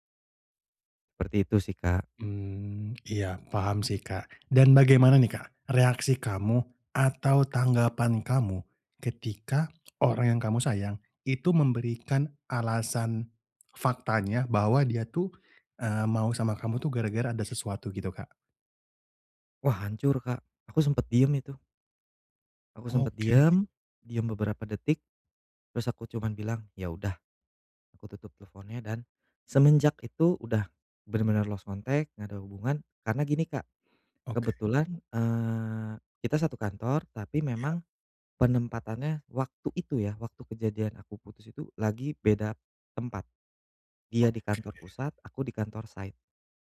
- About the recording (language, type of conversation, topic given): Indonesian, advice, Bagaimana cara membangun kembali harapan pada diri sendiri setelah putus?
- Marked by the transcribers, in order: in English: "lost contact"; in English: "site"